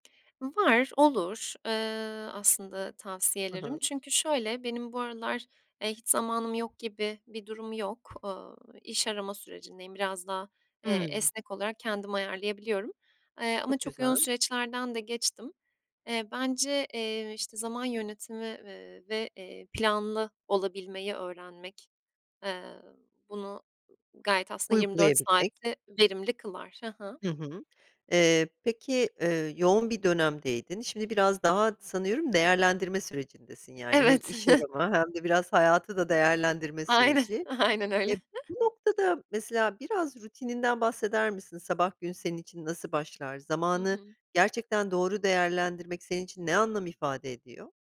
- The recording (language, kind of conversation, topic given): Turkish, podcast, Zamanı hiç olmayanlara, hemen uygulayabilecekleri en pratik öneriler neler?
- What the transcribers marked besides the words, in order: other background noise; tapping; chuckle; laughing while speaking: "Aynen, aynen öyle"; chuckle